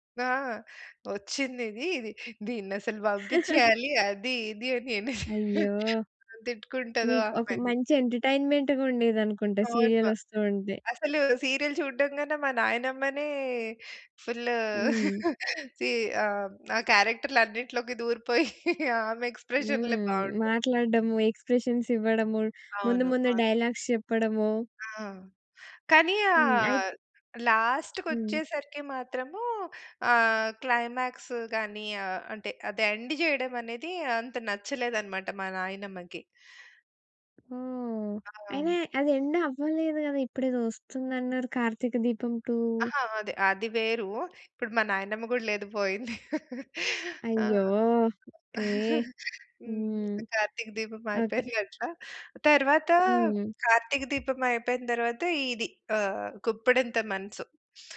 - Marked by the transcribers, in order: chuckle; chuckle; in English: "ఎంటర్టైన్మెంట్‌గుండేది"; other background noise; in English: "సీరియల్"; chuckle; in English: "సీ"; laughing while speaking: "ఆమె ఎక్స్ప్రెషన్‌లే బావుంటాయి"; in English: "ఎక్స్ప్రెషన్‌లే"; in English: "ఎక్స్ప్రెషన్స్"; in English: "డైలాగ్స్"; in English: "లాస్ట్‌కి"; in English: "క్లైమాక్స్"; in English: "ఎండ్"; in English: "ఎండ్"; chuckle; tapping
- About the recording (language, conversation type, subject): Telugu, podcast, ఒక కార్యక్రమం ముగిసిన తర్వాత దాన్ని వదిలేయలేకపోయిన సందర్భం మీకు ఎప్పుడైనా ఉందా?